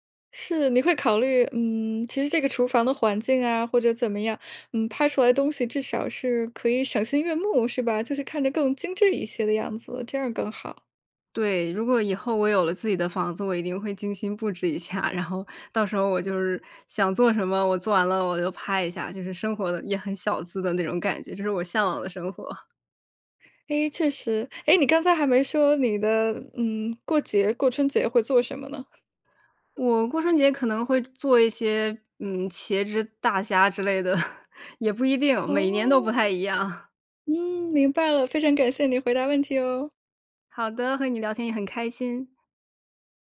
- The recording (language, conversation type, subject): Chinese, podcast, 你能讲讲你最拿手的菜是什么，以及你是怎么做的吗？
- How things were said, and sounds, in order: other background noise; laughing while speaking: "下"; laughing while speaking: "之类的"